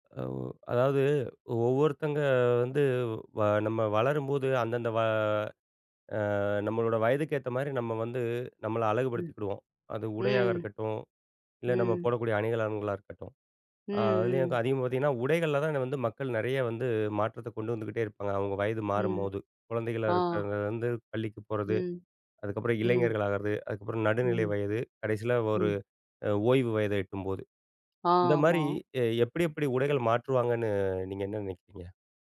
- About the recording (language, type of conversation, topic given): Tamil, podcast, வயது கூடிக்கொண்டே போகும்போது உங்கள் வாழ்க்கைமுறை எப்படி மாறும் என்று நீங்கள் நினைக்கிறீர்கள்?
- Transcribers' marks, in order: none